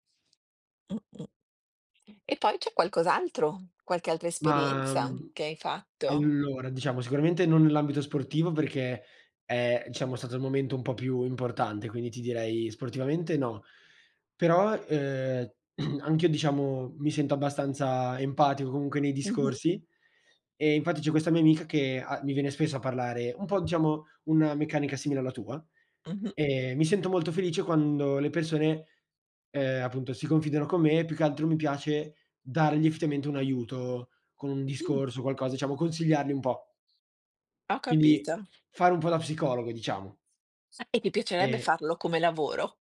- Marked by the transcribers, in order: other background noise; tsk; throat clearing; tapping
- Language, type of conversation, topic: Italian, unstructured, Qual è stato il momento più soddisfacente in cui hai messo in pratica una tua abilità?